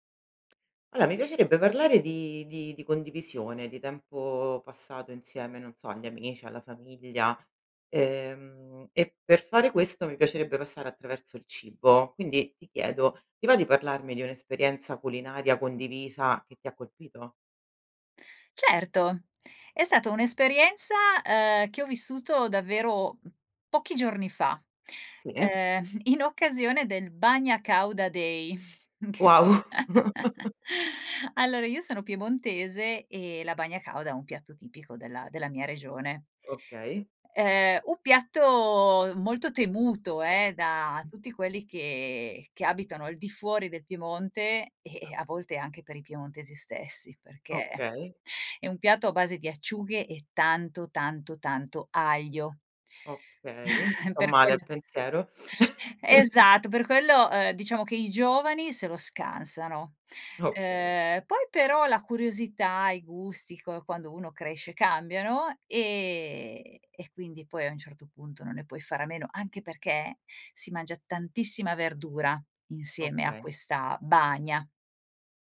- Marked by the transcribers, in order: other background noise; "Allora" said as "aloa"; "stata" said as "sato"; chuckle; tapping; chuckle; chuckle
- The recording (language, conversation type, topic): Italian, podcast, Qual è un’esperienza culinaria condivisa che ti ha colpito?